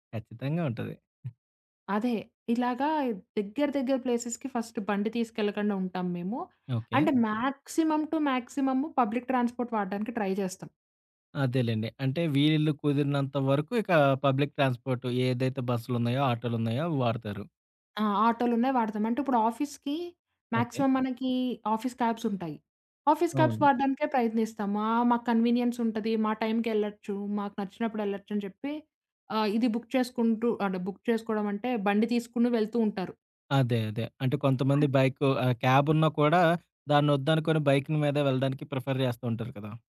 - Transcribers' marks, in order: in English: "ప్లేసెస్‌కి ఫస్ట్"; in English: "మాక్సిమం టు మాక్సిమం పబ్లిక్ ట్రాన్స్‌పోర్ట్"; in English: "ట్రై"; in English: "పబ్లిక్ ట్రాన్స్‌పోర్ట్"; in English: "మాక్సిమం"; in English: "క్యాబ్స్"; in English: "క్యాబ్స్"; in English: "కన్వీనియన్స్"; in English: "బుక్"; in English: "బుక్"; in English: "బైక్"; in English: "క్యాబ్"; in English: "బైక్"; in English: "ప్రిఫర్"
- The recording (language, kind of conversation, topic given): Telugu, podcast, పర్యావరణ రక్షణలో సాధారణ వ్యక్తి ఏమేం చేయాలి?